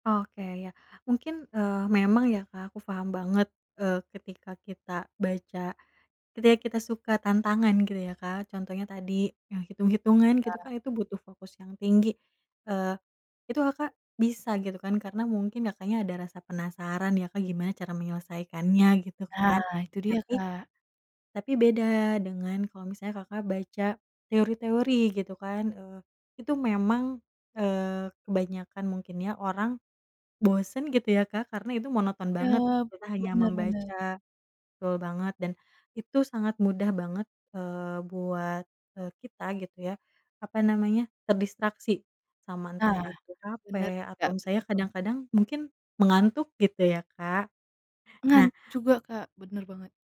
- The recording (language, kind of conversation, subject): Indonesian, advice, Apa yang bisa saya lakukan agar lebih mudah memulai dan mempertahankan sesi fokus?
- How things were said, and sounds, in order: none